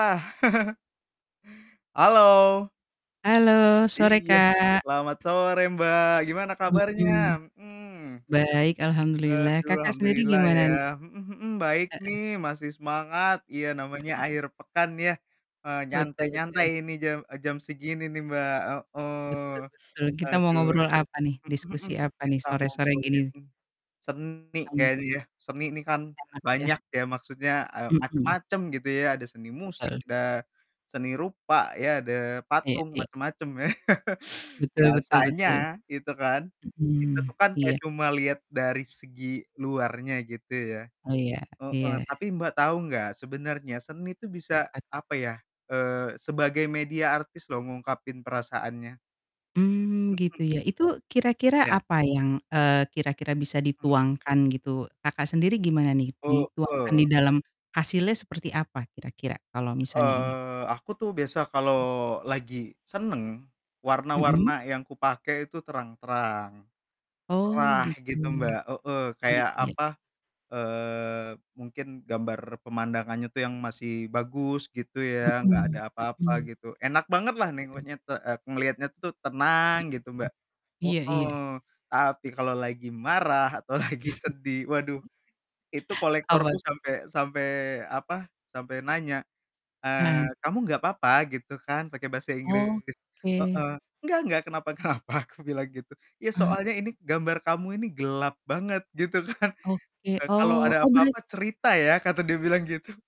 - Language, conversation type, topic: Indonesian, unstructured, Bagaimana seni dapat membantu seseorang mengungkapkan perasaannya?
- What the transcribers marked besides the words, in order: chuckle; other background noise; chuckle; distorted speech; laughing while speaking: "ya"; static; laughing while speaking: "lagi"; chuckle; laughing while speaking: "kenapa. Aku bilang gitu"; laughing while speaking: "kan"; laughing while speaking: "gitu"